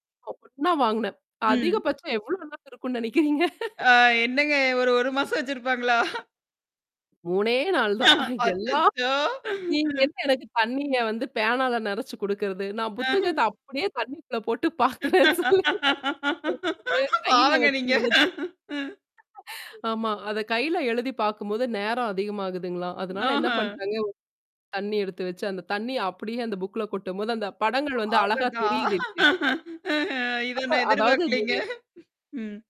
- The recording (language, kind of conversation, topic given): Tamil, podcast, குழந்தைகளின் திரை நேரத்திற்கு நீங்கள் எந்த விதிமுறைகள் வைத்திருக்கிறீர்கள்?
- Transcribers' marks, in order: distorted speech; laughing while speaking: "நினைக்கிறீங்க"; laughing while speaking: "ஆ, என்னங்க ஒரு ஒரு மாசம் வச்சிருப்பாங்களா?"; chuckle; laughing while speaking: "அச்சச்சோ! ம்"; laughing while speaking: "அ"; other noise; laughing while speaking: "பாவங்க நீங்க! ம்"; laughing while speaking: "பாக்குறேன். சொல்லி"; laugh; in English: "புக்ல"; laugh; laughing while speaking: "இத நான் பார்க்கலேங்க. ம்"; unintelligible speech